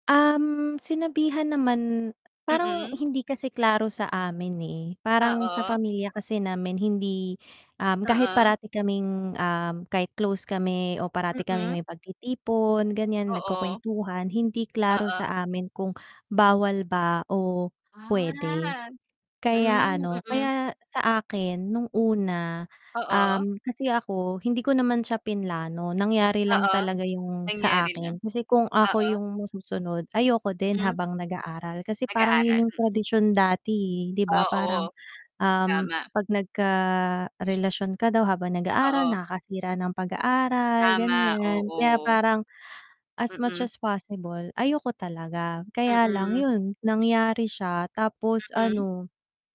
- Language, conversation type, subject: Filipino, unstructured, Ano ang pinakamasayang alaala mo sa pagtitipon ng pamilya?
- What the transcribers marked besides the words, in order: static; tapping; other background noise; drawn out: "Ah"; distorted speech